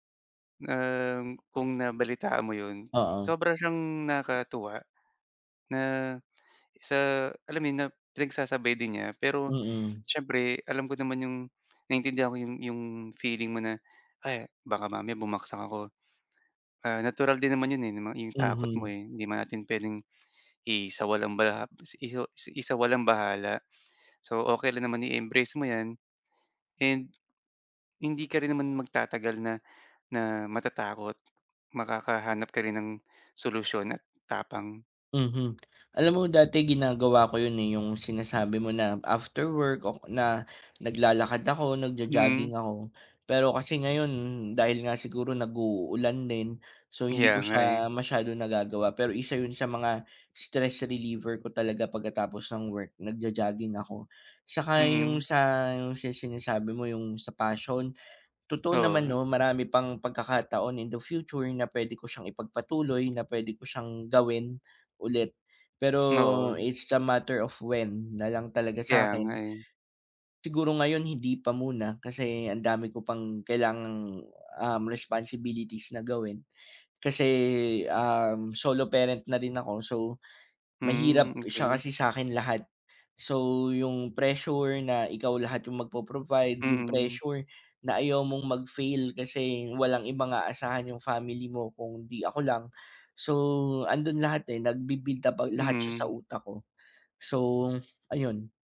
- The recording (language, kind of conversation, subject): Filipino, advice, Paano ko malalampasan ang takot na mabigo nang hindi ko nawawala ang tiwala at pagpapahalaga sa sarili?
- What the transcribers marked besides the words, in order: tapping; other background noise; bird